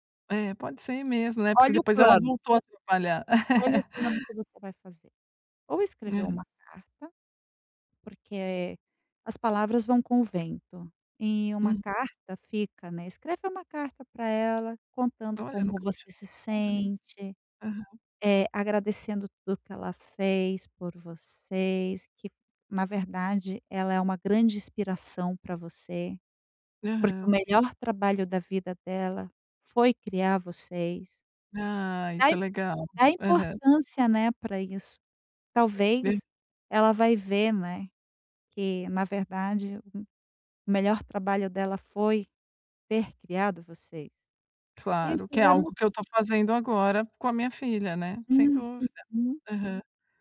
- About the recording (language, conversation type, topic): Portuguese, advice, Como você se sentiu quando seus pais desaprovaram suas decisões de carreira?
- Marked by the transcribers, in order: laugh; unintelligible speech